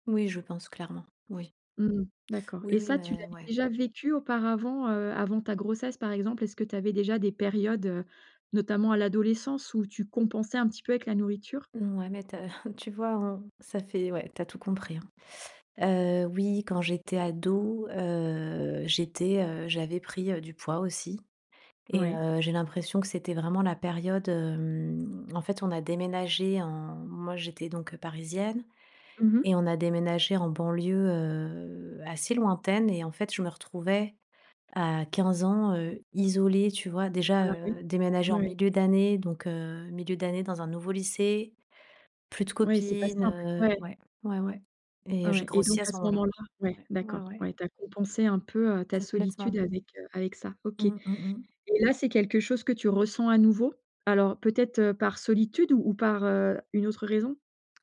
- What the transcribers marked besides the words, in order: chuckle; drawn out: "heu"; drawn out: "Hem"; drawn out: "heu"; other background noise
- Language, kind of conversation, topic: French, advice, Comment la faim émotionnelle se manifeste-t-elle chez vous en période de stress ?